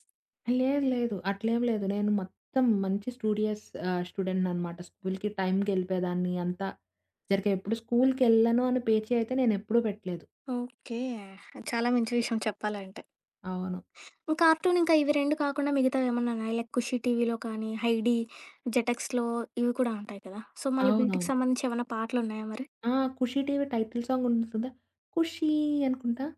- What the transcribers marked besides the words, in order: in English: "కార్టూన్"; in English: "లైక్"; in English: "సో"; in English: "టైటిల్"
- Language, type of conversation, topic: Telugu, podcast, మీ చిన్నప్పటి జ్ఞాపకాలను వెంటనే గుర్తుకు తెచ్చే పాట ఏది, అది ఎందుకు గుర్తొస్తుంది?